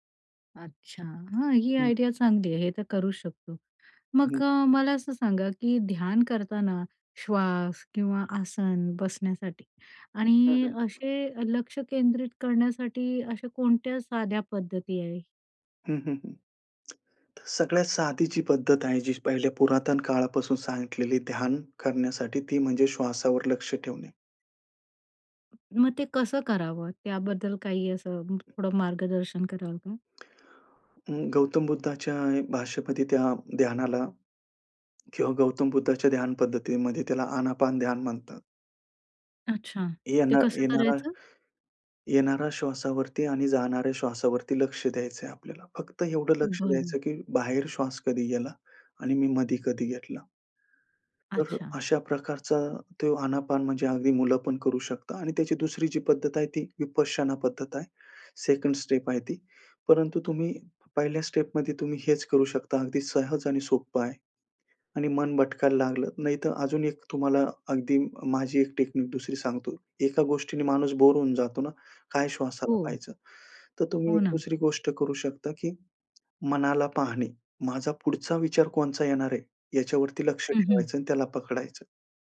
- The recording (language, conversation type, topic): Marathi, podcast, निसर्गात ध्यान कसे सुरू कराल?
- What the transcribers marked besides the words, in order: tapping; in English: "आयडिया"; other background noise; "मध्ये" said as "मधी"; in English: "स्टेप"; in English: "स्टेपमध्ये"; in English: "टेक्निक"